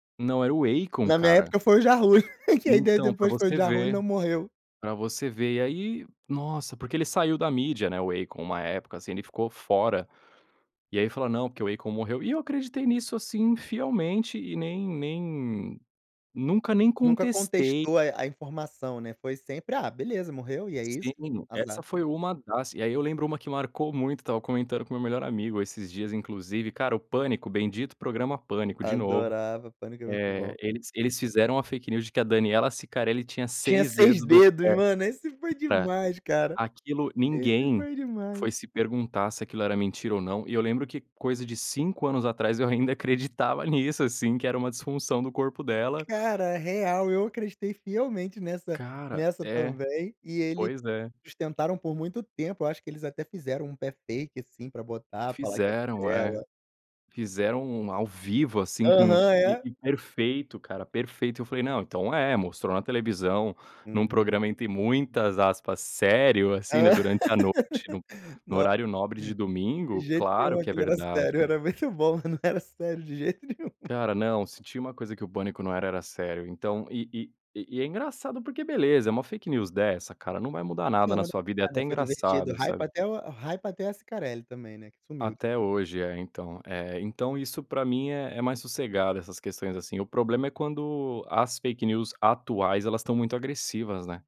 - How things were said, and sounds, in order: chuckle; in English: "fake news"; tapping; in English: "fake"; laugh; other noise; laughing while speaking: "era muito bom, não era sério de jeito nenhum"; in English: "fake news"; unintelligible speech; in English: "fake news"
- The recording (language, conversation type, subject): Portuguese, podcast, Como identificar notícias falsas nas redes sociais?